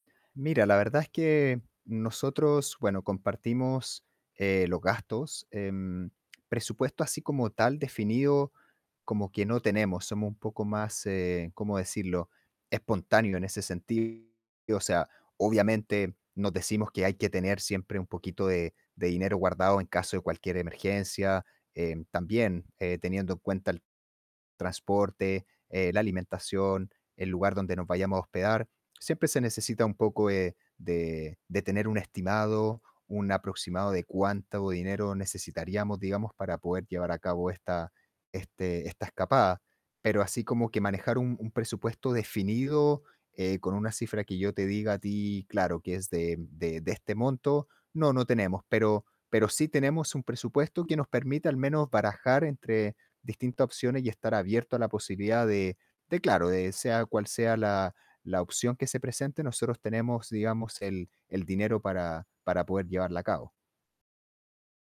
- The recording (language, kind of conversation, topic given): Spanish, advice, ¿Cómo puedo organizar escapadas cortas si tengo poco tiempo disponible?
- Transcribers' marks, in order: distorted speech